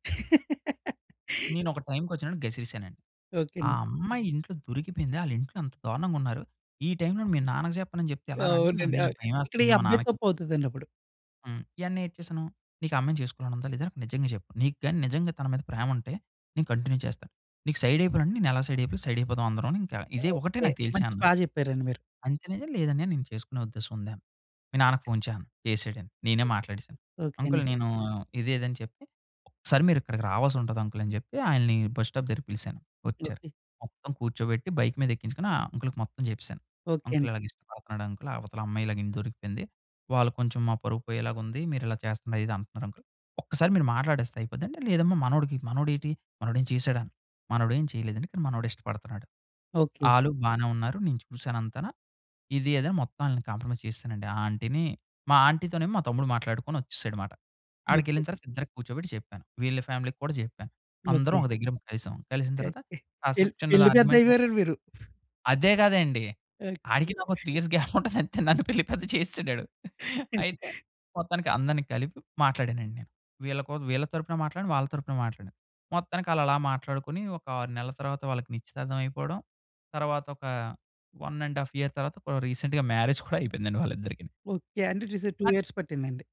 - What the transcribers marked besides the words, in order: giggle; in English: "కంటిన్యూ"; in English: "సైడ్"; in English: "సైడ్"; in English: "సైడ్"; other background noise; in English: "బస్ స్టాప్"; in English: "బైక్"; in English: "కాంప్రమైజ్"; in English: "ఫ్యామిలీ‌కి"; in English: "ఆర్గ్యుమెంట్"; in English: "త్రీ ఇయర్స్ గ్యాప్"; laughing while speaking: "ఉంటది అంతే నన్ను పెళ్లి పెద్ద చేసేసాడడు"; chuckle; in English: "వన్ అండ్ హాఫ్ ఇయర్"; in English: "రీసెంట్‌గా మ్యారేజ్"; chuckle; in English: "టూ ఇయర్స్"
- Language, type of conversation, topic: Telugu, podcast, మీరు ఎవరికైనా మద్దతుగా నిలబడి సహాయం చేసిన అనుభవాన్ని వివరించగలరా?